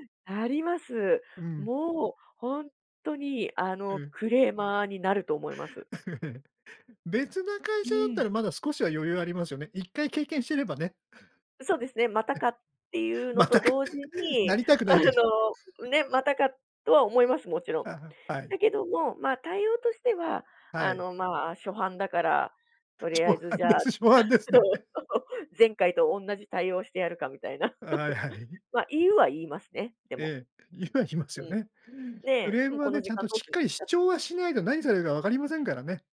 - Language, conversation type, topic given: Japanese, podcast, ホテルの予約が消えていたとき、どう対応しましたか？
- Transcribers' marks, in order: laughing while speaking: "うん"; laughing while speaking: "またか"; laugh; chuckle; laugh; laughing while speaking: "初犯です、初犯ですね"; chuckle; laughing while speaking: "そう そう"; laugh; laugh